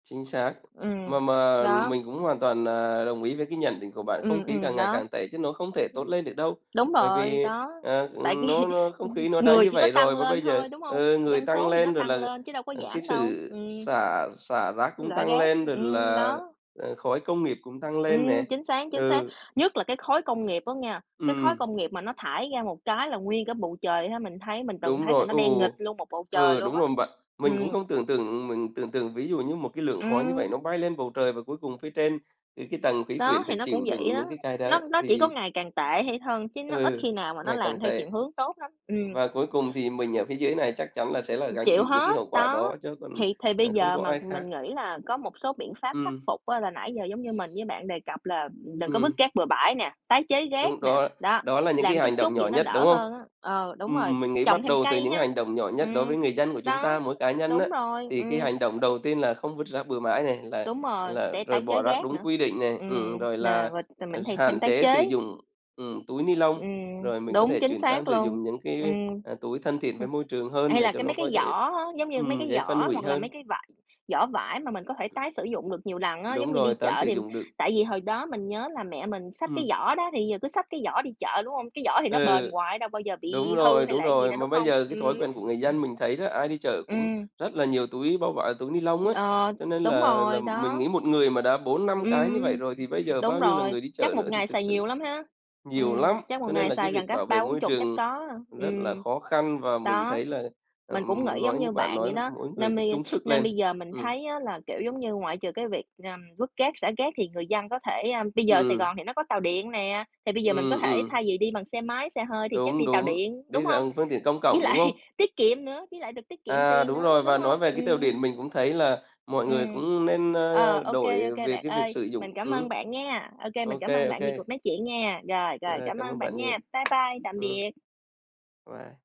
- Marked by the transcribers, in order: tapping; laughing while speaking: "vì"; other background noise; sniff; laughing while speaking: "lại"
- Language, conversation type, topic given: Vietnamese, unstructured, Bạn cảm nhận như thế nào về hiện tượng biến đổi khí hậu?